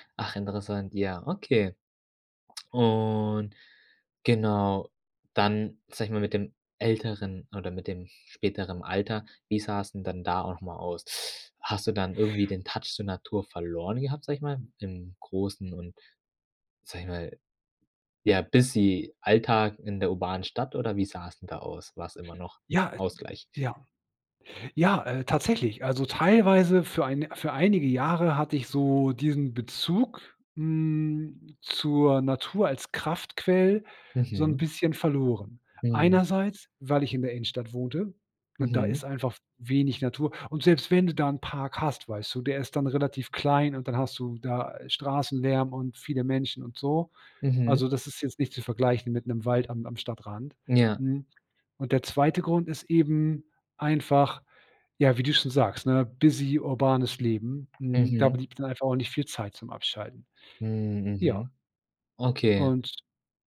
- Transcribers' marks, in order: drawn out: "und"; in English: "touch"; in English: "busy"; in English: "busy"; other background noise
- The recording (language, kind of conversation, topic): German, podcast, Wie wichtig ist dir Zeit in der Natur?